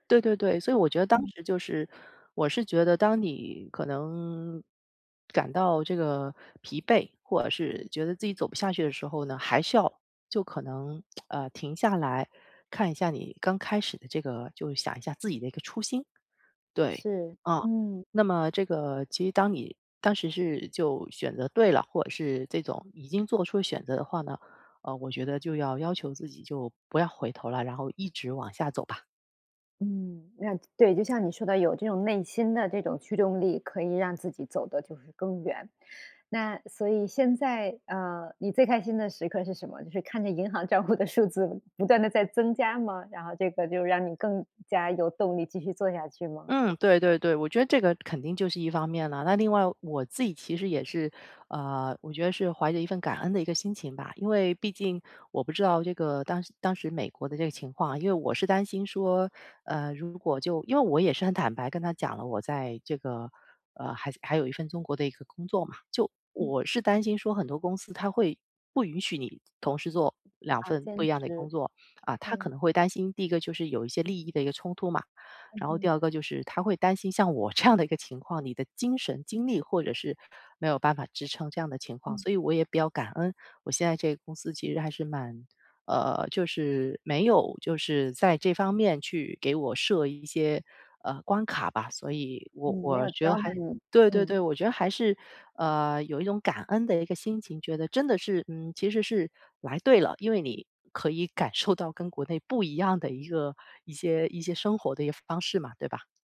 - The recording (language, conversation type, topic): Chinese, podcast, 有哪些小技巧能帮你保持动力？
- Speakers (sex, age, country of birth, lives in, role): female, 45-49, China, United States, guest; female, 45-49, China, United States, host
- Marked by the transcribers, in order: other background noise; lip smack; joyful: "就是看着银行账户的数 … 继续做下去吗？"; laughing while speaking: "这样的一个"; laughing while speaking: "感受到"; joyful: "跟国内不一样的一个一些 一些生活的一个方式嘛"